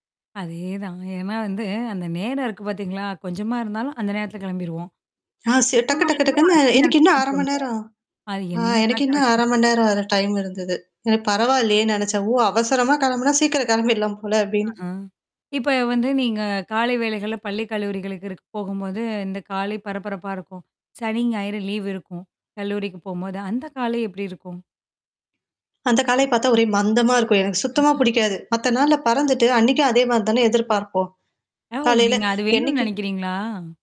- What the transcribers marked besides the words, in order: distorted speech; other noise; static; in English: "லீவ்"; mechanical hum; other background noise
- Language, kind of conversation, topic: Tamil, podcast, காலை எழுந்ததும் உங்கள் வீட்டில் என்னென்ன நடக்கிறது?